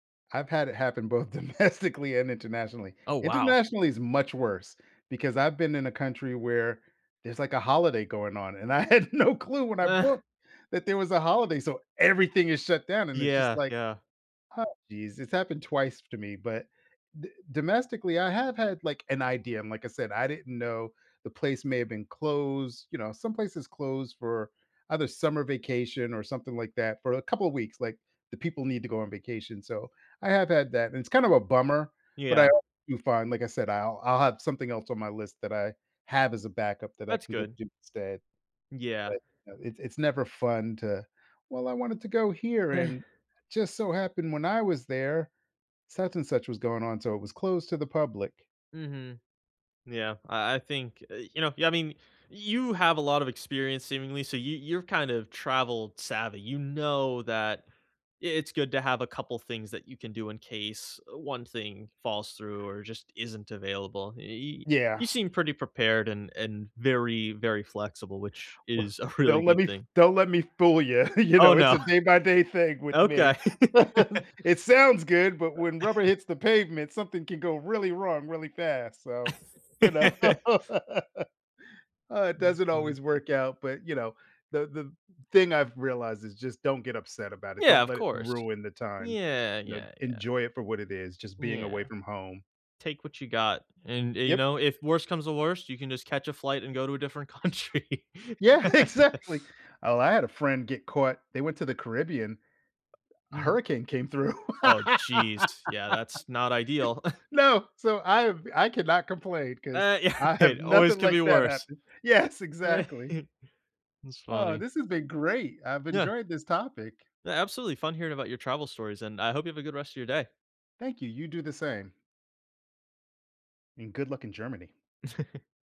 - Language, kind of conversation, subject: English, unstructured, How should I decide what to learn beforehand versus discover in person?
- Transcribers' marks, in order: laughing while speaking: "domestically"; laughing while speaking: "had no clue"; chuckle; stressed: "everything"; chuckle; stressed: "know"; laughing while speaking: "a really"; chuckle; chuckle; laugh; chuckle; laugh; laughing while speaking: "country"; laughing while speaking: "exactly"; laugh; tapping; laughing while speaking: "through"; laugh; chuckle; laughing while speaking: "yeah"; chuckle; chuckle